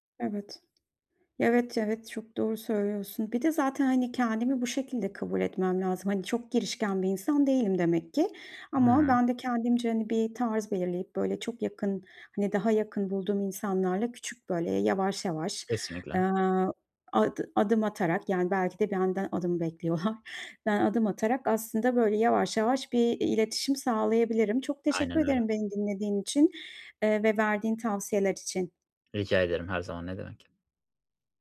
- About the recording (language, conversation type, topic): Turkish, advice, Grup etkinliklerinde yalnız hissettiğimde ne yapabilirim?
- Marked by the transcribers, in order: giggle